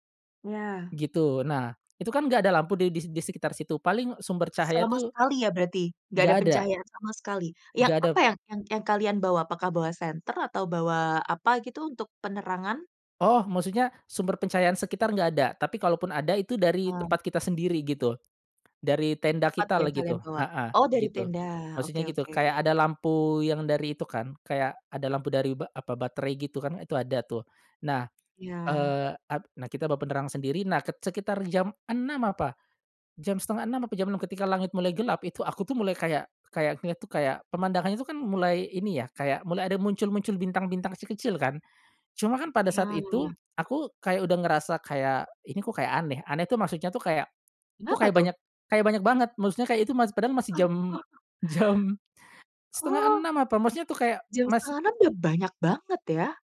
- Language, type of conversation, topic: Indonesian, podcast, Bagaimana rasanya melihat langit penuh bintang di alam bebas?
- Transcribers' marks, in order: chuckle; laughing while speaking: "jam"